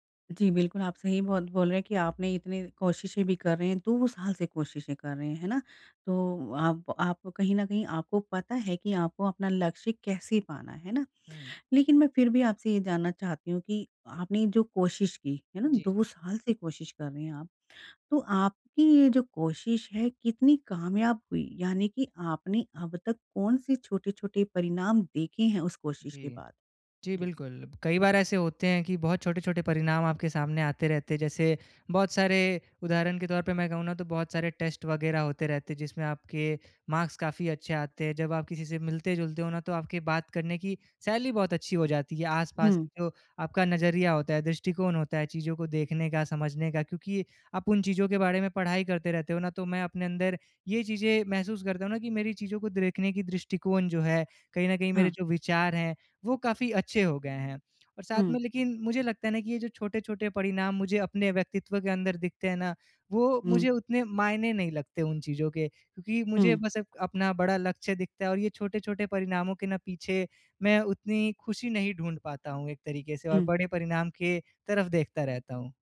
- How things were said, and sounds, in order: in English: "मार्क्स"; other background noise
- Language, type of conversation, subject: Hindi, advice, नतीजे देर से दिख रहे हैं और मैं हतोत्साहित महसूस कर रहा/रही हूँ, क्या करूँ?